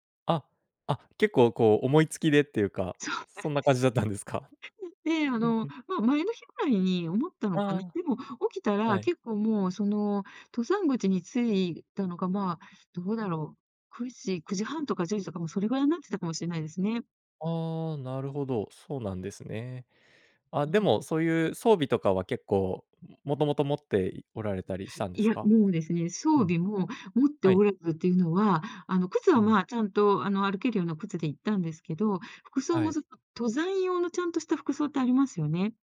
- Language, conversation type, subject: Japanese, podcast, 直感で判断して失敗した経験はありますか？
- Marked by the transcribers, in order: other background noise; laughing while speaking: "そうなんです"; laugh; chuckle